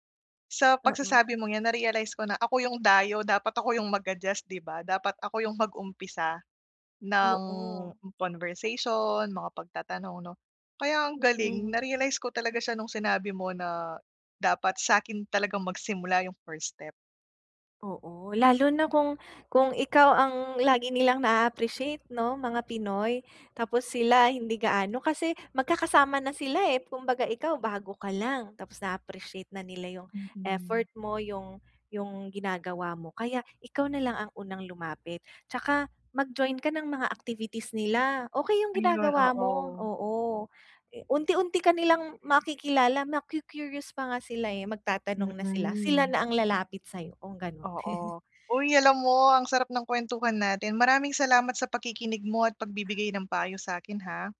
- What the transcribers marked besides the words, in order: chuckle
- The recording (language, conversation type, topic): Filipino, advice, Paano ako makakakilala ng mga bagong kaibigan habang naglalakbay?